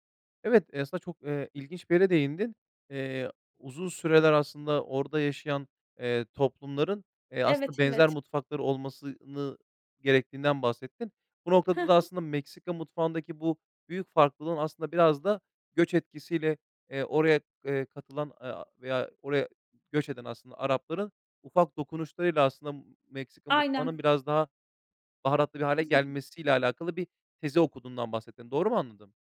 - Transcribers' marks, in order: other background noise; chuckle
- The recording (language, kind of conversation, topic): Turkish, podcast, Göç yemekleri yeni kimlikler yaratır mı, nasıl?